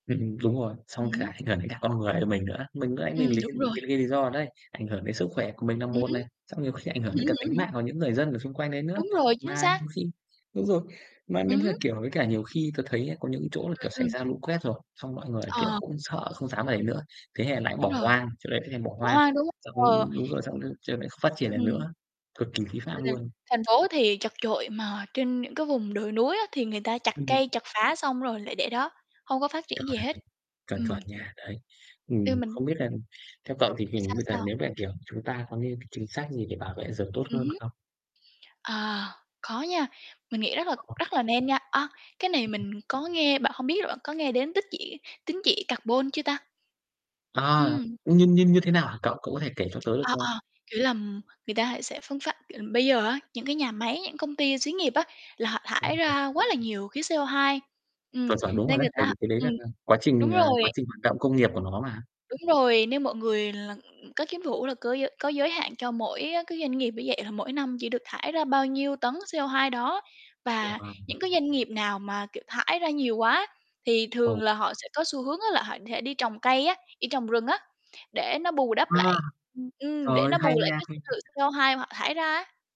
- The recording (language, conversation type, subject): Vietnamese, unstructured, Bạn nghĩ gì về tình trạng rừng bị chặt phá ngày càng nhiều?
- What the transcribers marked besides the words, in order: tapping; laugh; distorted speech; other background noise; unintelligible speech; unintelligible speech